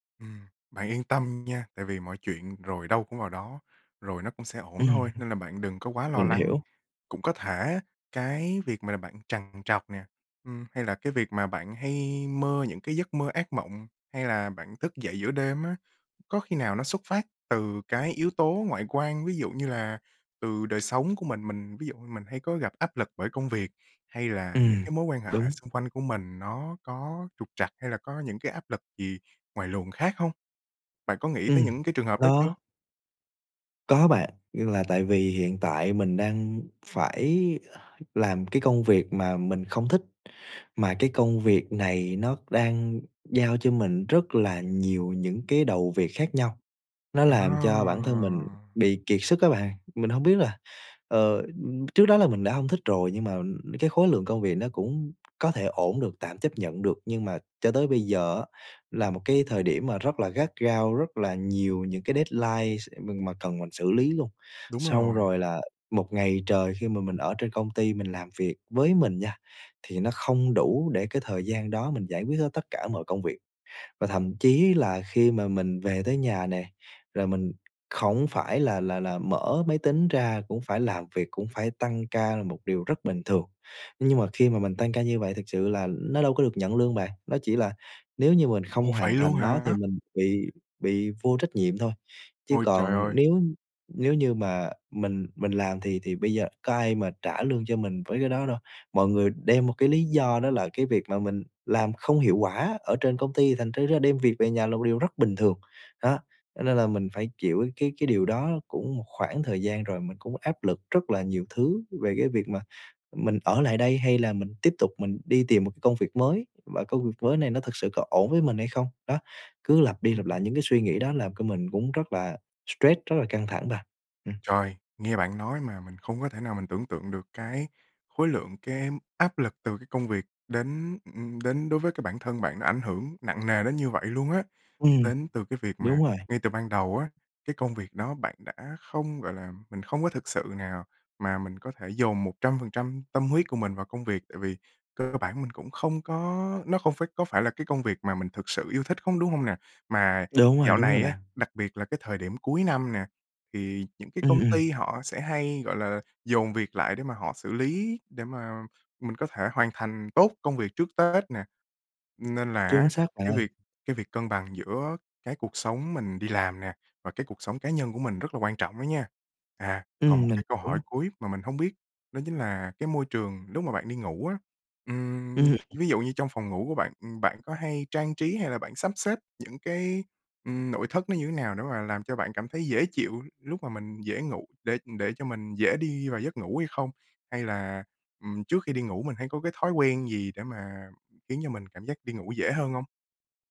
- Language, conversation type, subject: Vietnamese, advice, Vì sao tôi thường thức giấc nhiều lần giữa đêm và không thể ngủ lại được?
- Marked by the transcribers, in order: tapping; other background noise; other noise; in English: "deadlines"